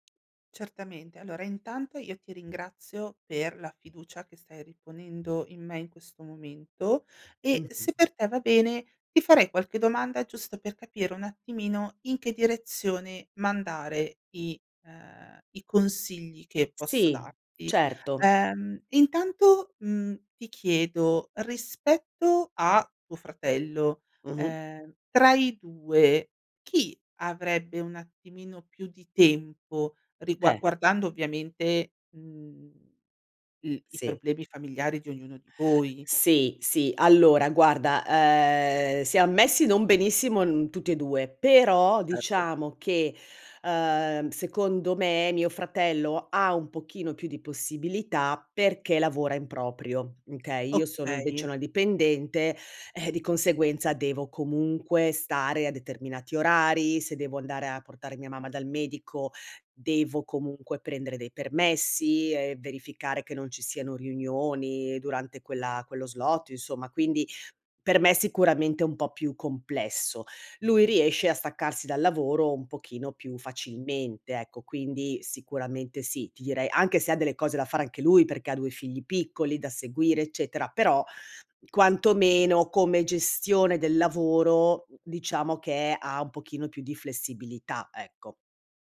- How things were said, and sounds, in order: none
- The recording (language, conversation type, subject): Italian, advice, Come posso organizzare la cura a lungo termine dei miei genitori anziani?